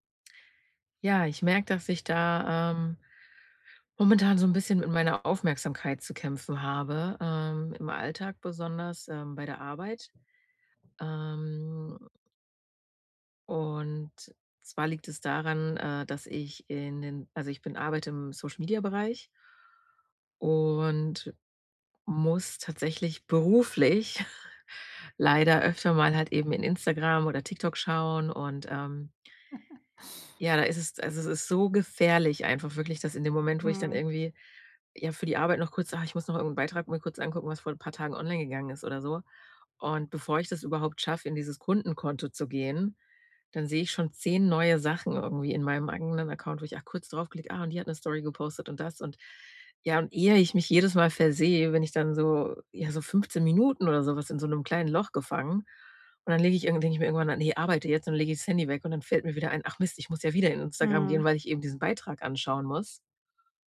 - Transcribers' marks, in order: other background noise; drawn out: "Ähm"; chuckle; giggle
- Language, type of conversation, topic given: German, advice, Wie kann ich digitale Ablenkungen verringern, damit ich mich länger auf wichtige Arbeit konzentrieren kann?